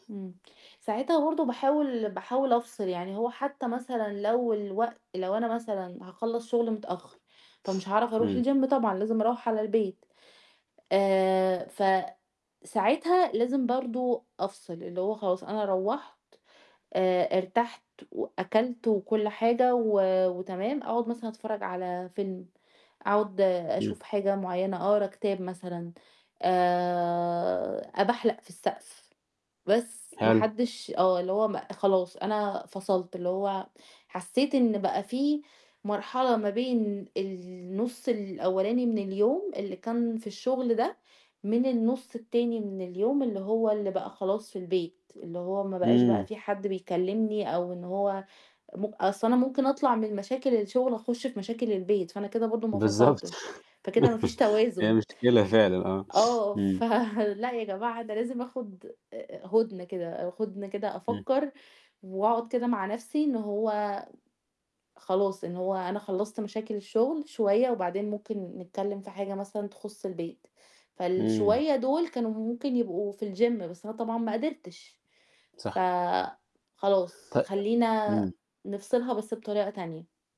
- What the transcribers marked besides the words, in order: in English: "الGym"; chuckle; sniff; laughing while speaking: "ف"; in English: "الGym"
- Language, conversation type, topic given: Arabic, podcast, إزاي بتحافظ على توازنك بين الشغل وحياتك؟